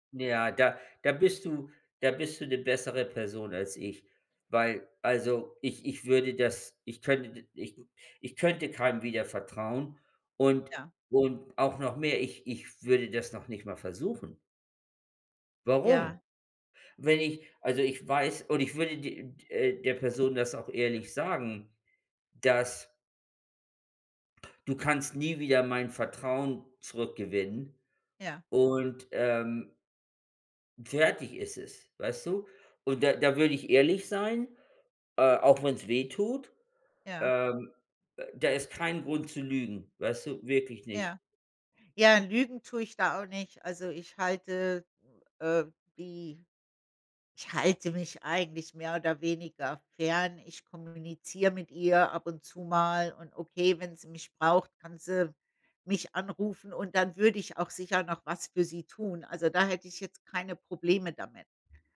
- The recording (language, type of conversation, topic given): German, unstructured, Wie kann man Vertrauen in einer Beziehung aufbauen?
- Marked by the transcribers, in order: other background noise